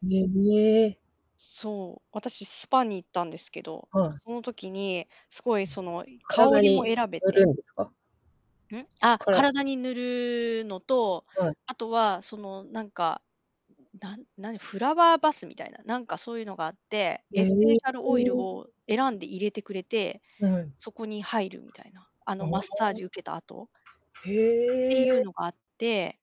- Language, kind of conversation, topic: Japanese, unstructured, 旅行中に不快なにおいを感じたことはありますか？
- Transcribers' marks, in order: static; distorted speech; tapping